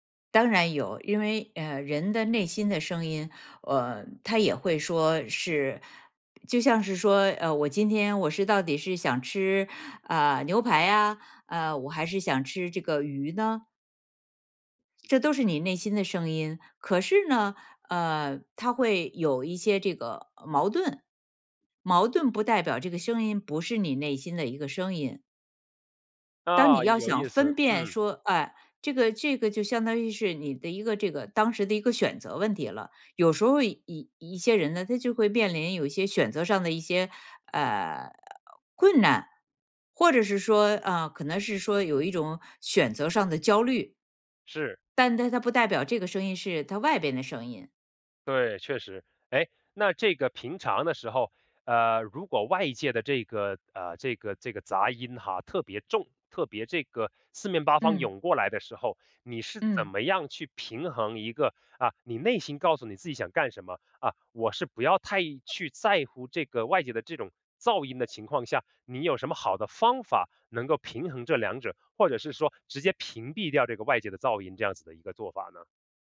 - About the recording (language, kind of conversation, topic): Chinese, podcast, 你如何辨别内心的真实声音？
- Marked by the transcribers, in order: none